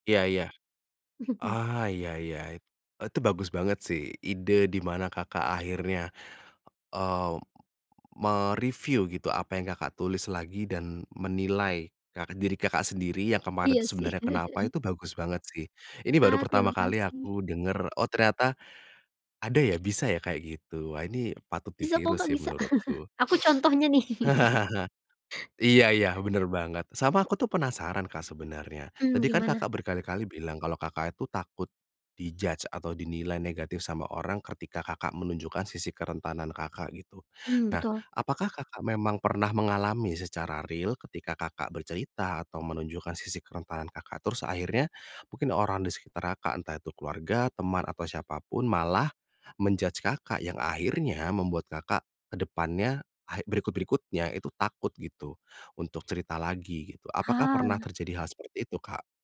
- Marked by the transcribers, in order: chuckle; in English: "me-review"; chuckle; sniff; chuckle; chuckle; in English: "di-judge"; in English: "real"; in English: "men-judge"
- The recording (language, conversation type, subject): Indonesian, podcast, Bagaimana kamu biasanya menandai batas ruang pribadi?